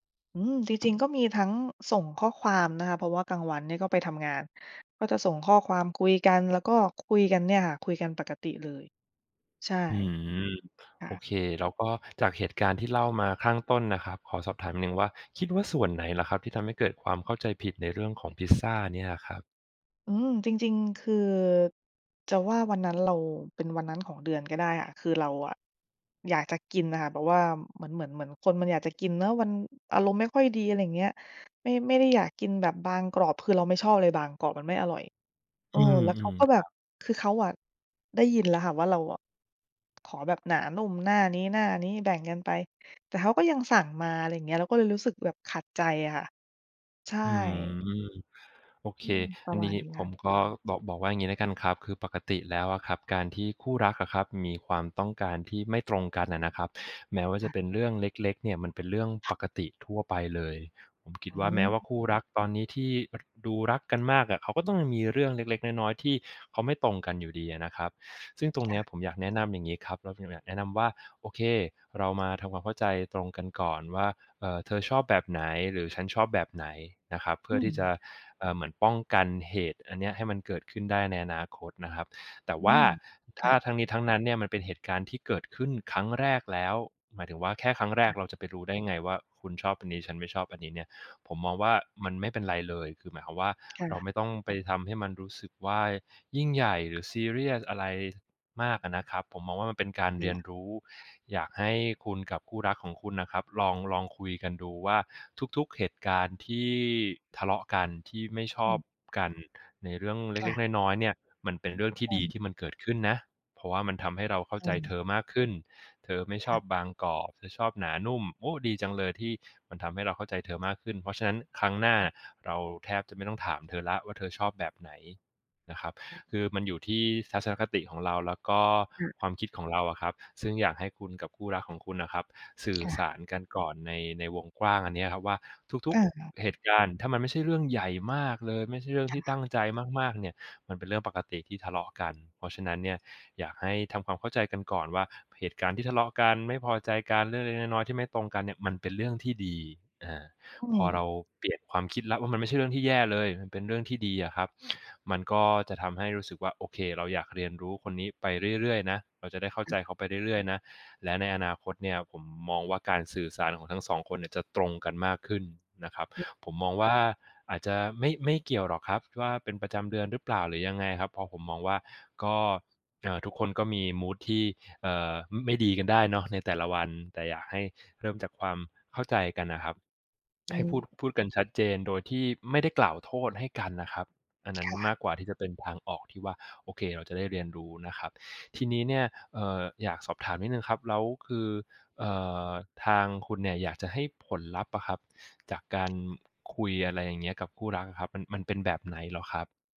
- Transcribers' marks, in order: other background noise; tapping; other noise
- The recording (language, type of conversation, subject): Thai, advice, คุณทะเลาะกับคู่รักเพราะความเข้าใจผิดในการสื่อสารอย่างไร และอยากให้การพูดคุยครั้งนี้ได้ผลลัพธ์แบบไหน?